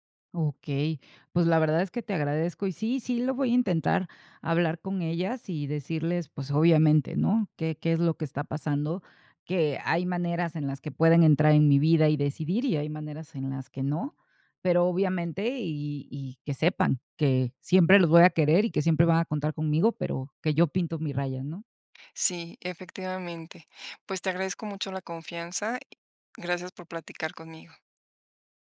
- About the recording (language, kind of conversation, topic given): Spanish, advice, ¿Cómo puedo establecer límites emocionales con mi familia o mi pareja?
- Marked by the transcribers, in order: none